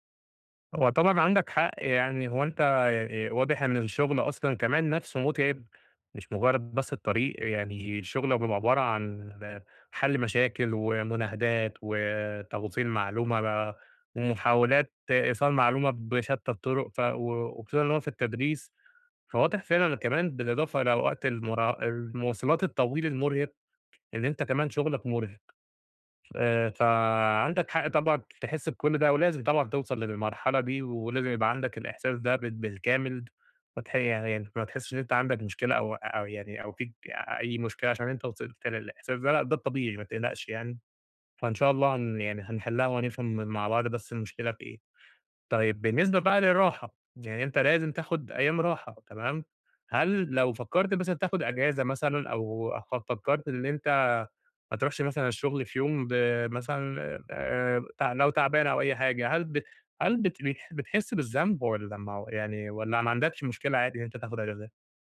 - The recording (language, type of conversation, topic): Arabic, advice, إزاي أحط حدود للشغل عشان أبطل أحس بالإرهاق وأستعيد طاقتي وتوازني؟
- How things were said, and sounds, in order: tapping